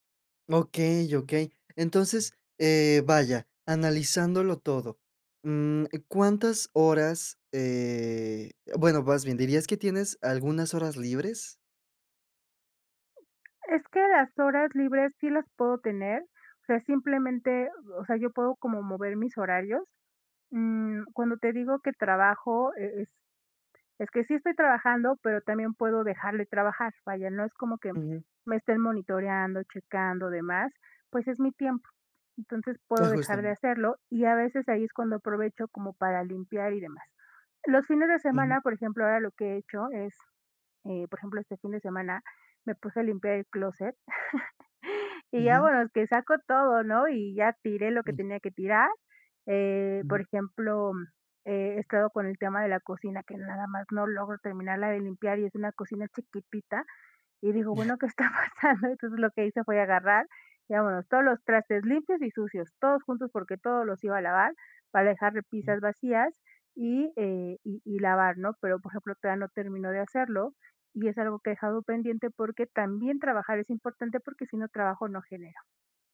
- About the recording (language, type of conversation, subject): Spanish, advice, ¿Cómo puedo mantener mis hábitos cuando surgen imprevistos diarios?
- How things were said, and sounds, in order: other background noise; tapping; chuckle; laughing while speaking: "¿qué está pasando?"